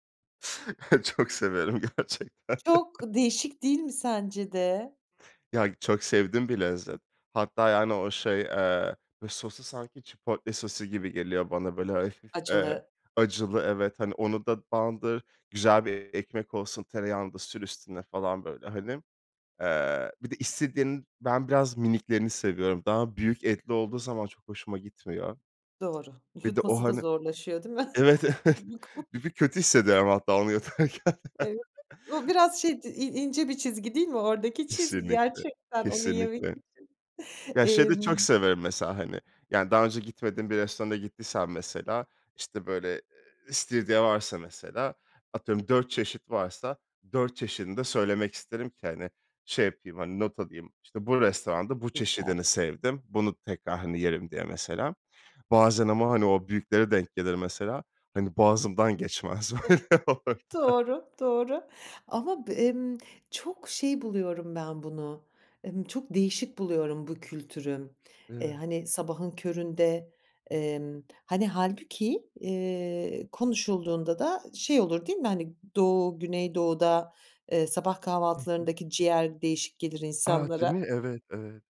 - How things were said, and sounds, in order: laughing while speaking: "Çok severim gerçekten"; in Spanish: "chipotle"; tapping; laughing while speaking: "Evet, evet"; chuckle; unintelligible speech; other background noise; laughing while speaking: "yutarken"; laughing while speaking: "çizgi değil mi oradaki çizgi gerçekten onu yemek için?"; laughing while speaking: "böyle orada"
- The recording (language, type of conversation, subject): Turkish, podcast, Ailenizin en özel yemek tarifini anlatır mısın?